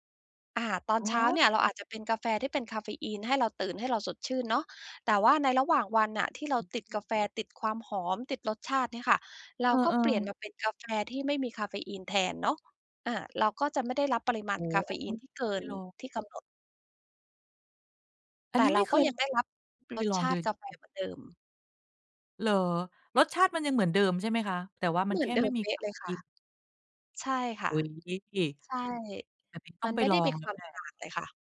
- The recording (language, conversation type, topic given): Thai, advice, คุณใช้กาแฟหรือเครื่องดื่มชูกำลังแทนการนอนบ่อยแค่ไหน?
- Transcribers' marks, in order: tapping; other background noise